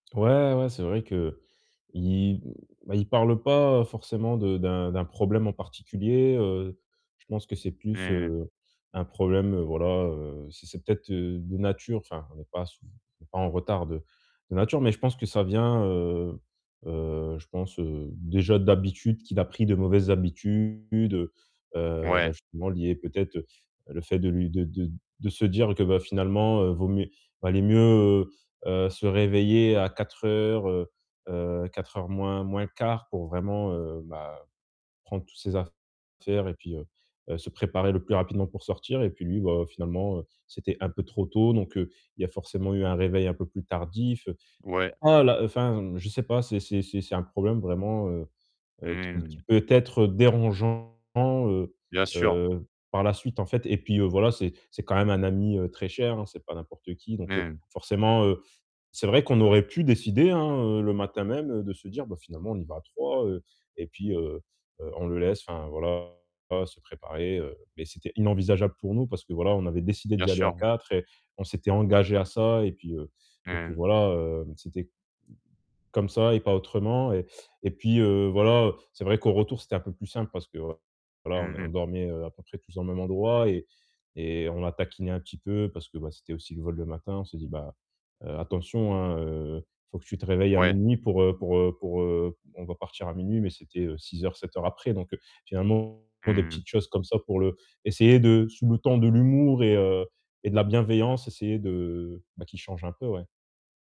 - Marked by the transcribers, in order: distorted speech; other noise
- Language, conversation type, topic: French, advice, Que faire si un imprévu survient pendant mes vacances ?